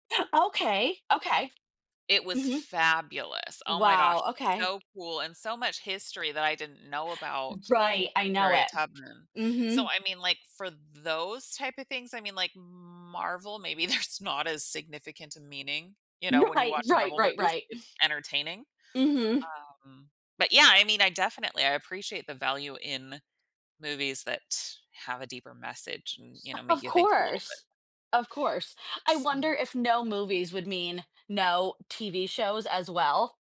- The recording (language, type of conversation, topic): English, unstructured, How would your life and culture change if you had to give up either music or movies?
- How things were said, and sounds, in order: other background noise; laughing while speaking: "there's"; laughing while speaking: "Right"